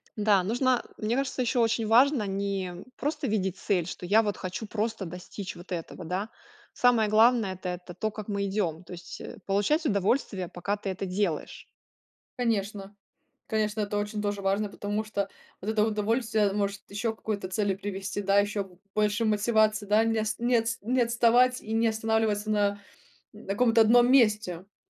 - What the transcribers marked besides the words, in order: tapping
- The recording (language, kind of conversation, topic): Russian, podcast, Что помогает тебе не сравнивать себя с другими?